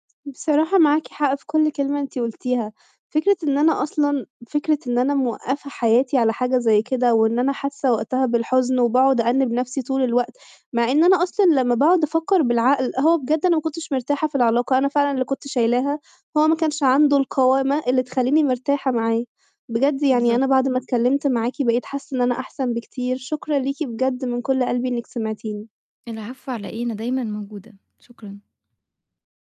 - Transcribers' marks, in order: tapping
- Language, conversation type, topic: Arabic, advice, إزاي بتوصف حزنك الشديد بعد ما فقدت علاقة أو شغل مهم؟